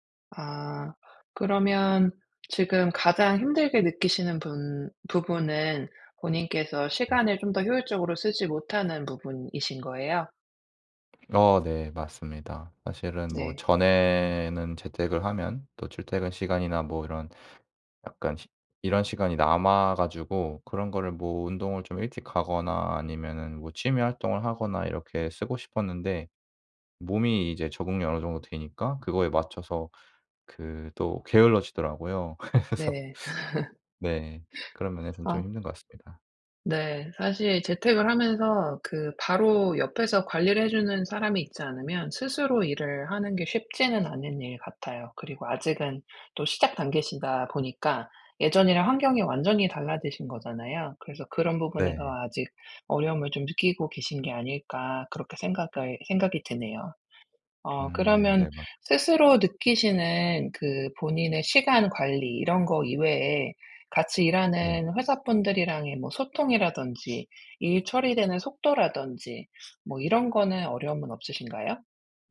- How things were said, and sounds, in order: other background noise; tapping; laughing while speaking: "그래서"; laugh
- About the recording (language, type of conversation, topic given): Korean, advice, 원격·하이브리드 근무로 달라진 업무 방식에 어떻게 적응하면 좋을까요?